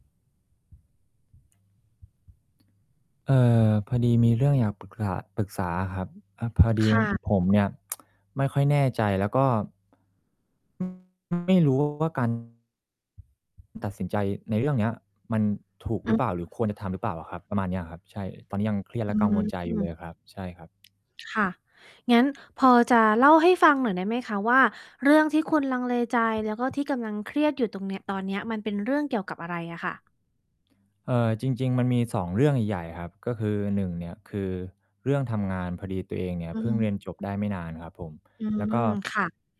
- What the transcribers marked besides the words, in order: mechanical hum; other noise; tsk; unintelligible speech; distorted speech
- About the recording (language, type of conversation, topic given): Thai, advice, ฉันควรทำอย่างไรเมื่อรู้สึกไม่แน่ใจและกลัวการตัดสินใจเรื่องสำคัญในชีวิต?